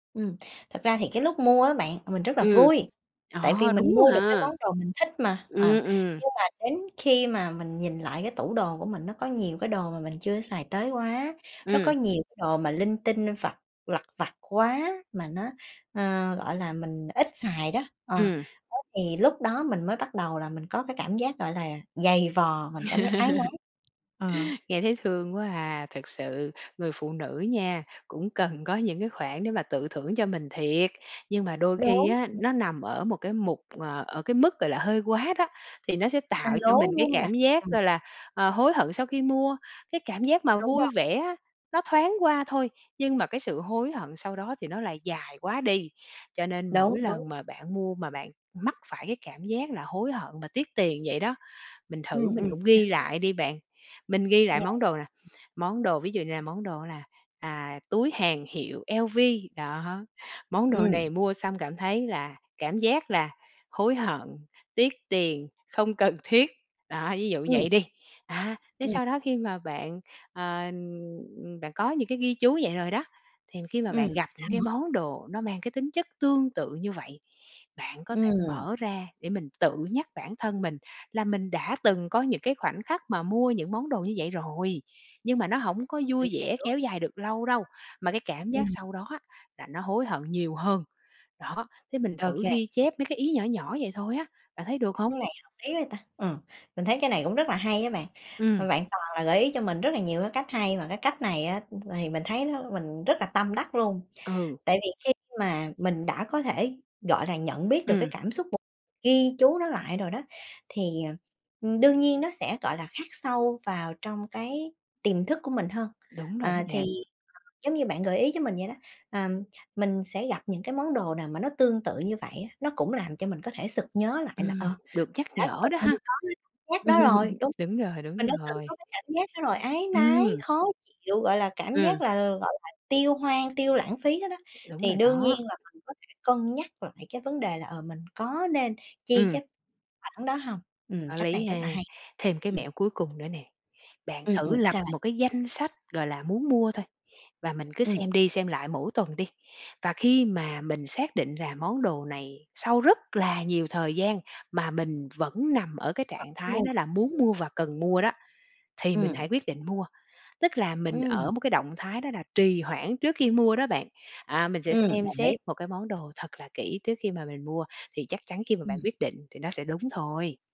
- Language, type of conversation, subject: Vietnamese, advice, Làm thế nào để xây dựng thói quen tiết kiệm tiền khi bạn hay tiêu xài lãng phí?
- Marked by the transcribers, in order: other background noise; laugh; tapping; in English: "L-V"; laughing while speaking: "cần thiết"; laugh